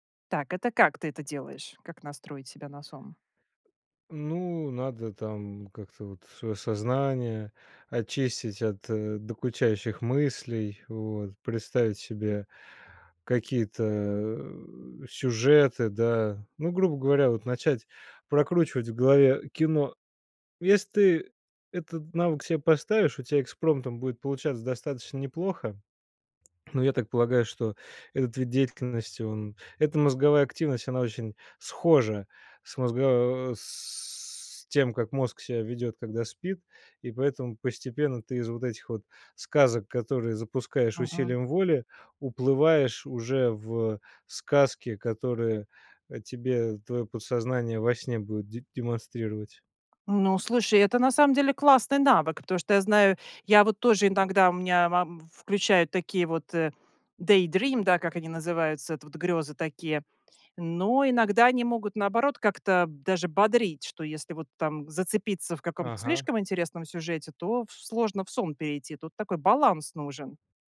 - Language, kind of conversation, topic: Russian, podcast, Какие напитки помогают или мешают тебе спать?
- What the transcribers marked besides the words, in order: tapping; other background noise; in English: "daydream"